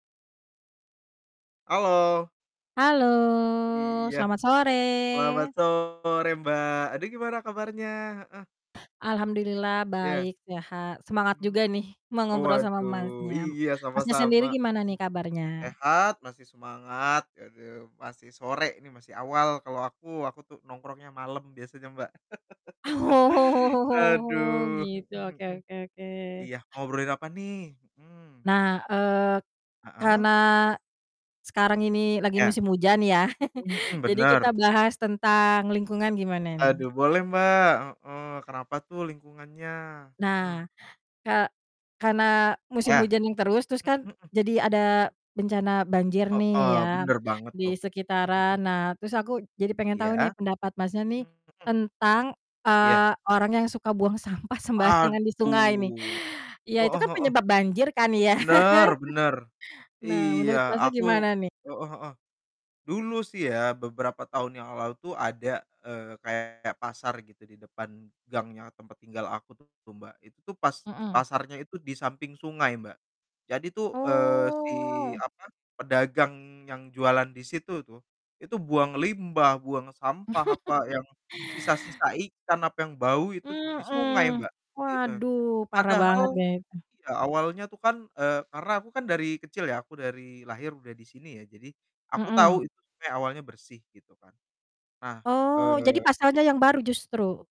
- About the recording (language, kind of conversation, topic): Indonesian, unstructured, Apa pendapatmu tentang kebiasaan membuang sampah sembarangan di sungai?
- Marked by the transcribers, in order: drawn out: "Halo"; drawn out: "sore"; distorted speech; laughing while speaking: "Oh"; chuckle; laugh; chuckle; static; laughing while speaking: "sampah sembarangan"; laugh; drawn out: "Oh"; laugh